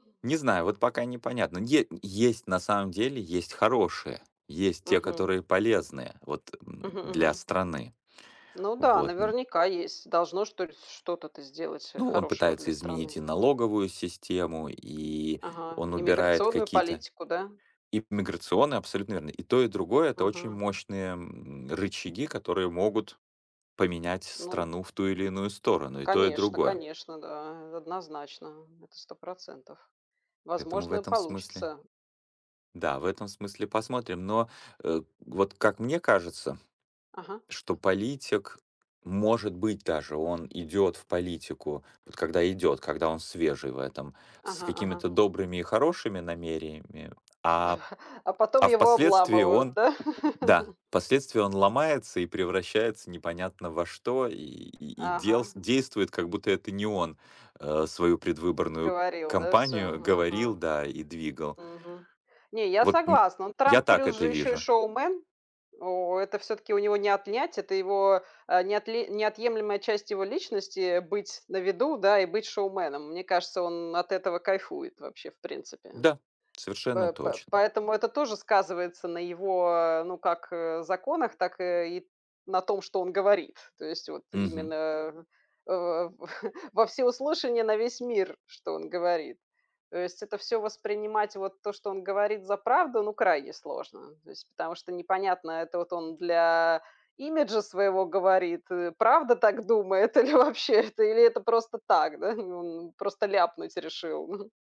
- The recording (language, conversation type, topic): Russian, unstructured, Как вы думаете, почему люди не доверяют политикам?
- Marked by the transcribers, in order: tapping; other background noise; chuckle; laugh; laughing while speaking: "во"; laughing while speaking: "или вообще это"; laughing while speaking: "да"